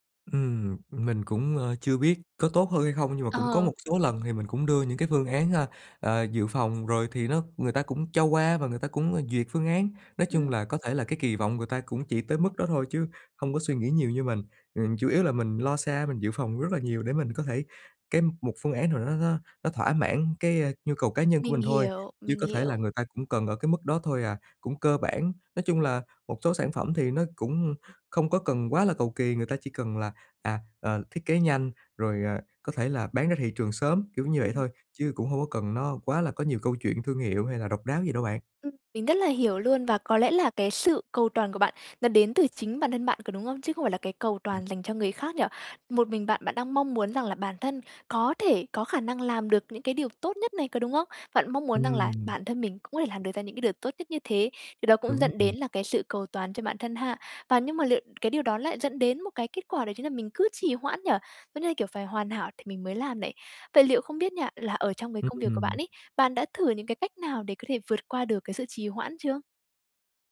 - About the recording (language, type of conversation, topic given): Vietnamese, advice, Làm thế nào để vượt qua cầu toàn gây trì hoãn và bắt đầu công việc?
- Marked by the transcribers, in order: tapping